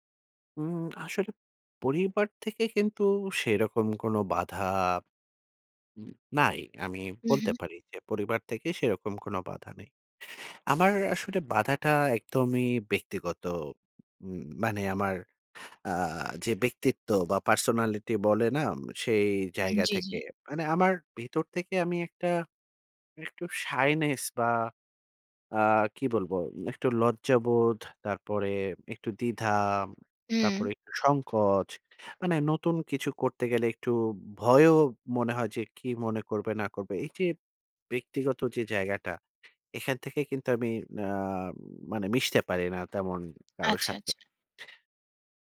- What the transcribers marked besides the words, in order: in English: "পার্সোনালিটি"; in English: "শাইনেস"; tapping
- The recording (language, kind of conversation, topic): Bengali, advice, কর্মস্থলে মিশে যাওয়া ও নেটওয়ার্কিংয়ের চাপ কীভাবে সামলাব?